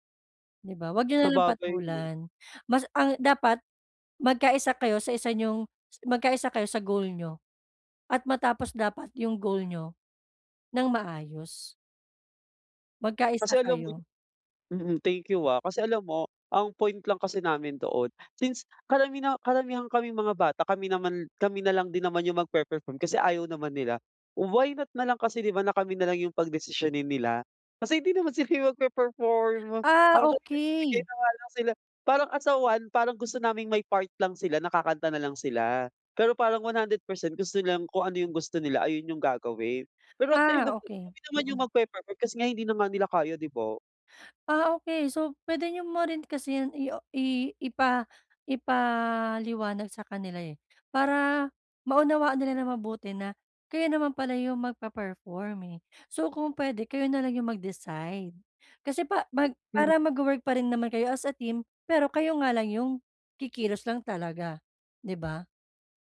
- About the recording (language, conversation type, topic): Filipino, advice, Paano ko haharapin ang hindi pagkakasundo ng mga interes sa grupo?
- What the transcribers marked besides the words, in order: laughing while speaking: "sila"